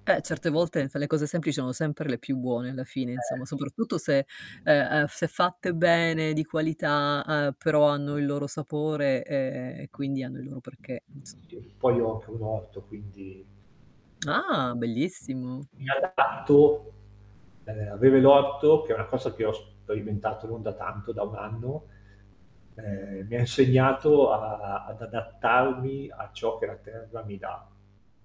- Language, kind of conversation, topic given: Italian, podcast, Hai una ricetta di famiglia a cui tieni particolarmente?
- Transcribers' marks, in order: static; "sono" said as "ono"; distorted speech; other background noise; "insomma" said as "inzomma"; tapping; "insomma" said as "inzomma"; mechanical hum